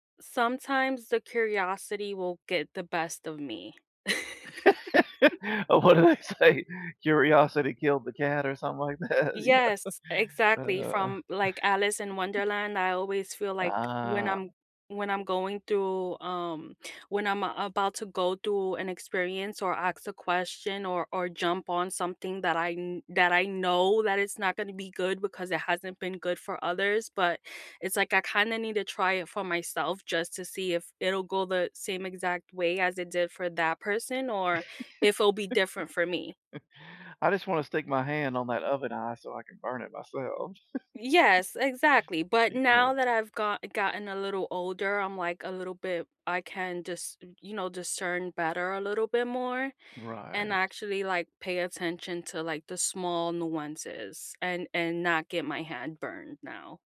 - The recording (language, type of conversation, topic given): English, unstructured, What is the best way to learn something new?
- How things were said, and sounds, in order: laugh; laughing while speaking: "Oh, what did they say?"; chuckle; laughing while speaking: "that, yeah"; other background noise; chuckle; drawn out: "Ah"; chuckle; chuckle; tapping